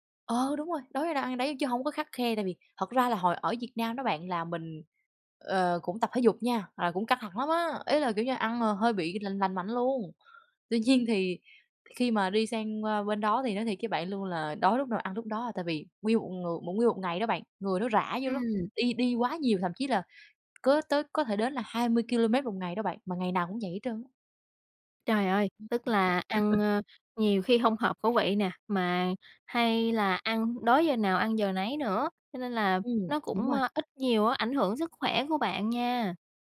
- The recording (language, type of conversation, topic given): Vietnamese, podcast, Bạn thay đổi thói quen ăn uống thế nào khi đi xa?
- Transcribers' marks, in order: laughing while speaking: "nhiên"; tapping; laugh